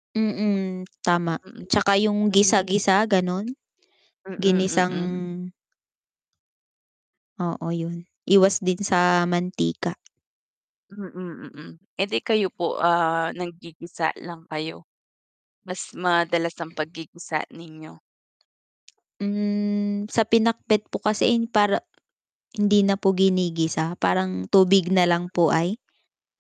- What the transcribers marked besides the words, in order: tapping
- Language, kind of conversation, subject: Filipino, unstructured, Paano mo isinasama ang masusustansiyang pagkain sa iyong pang-araw-araw na pagkain?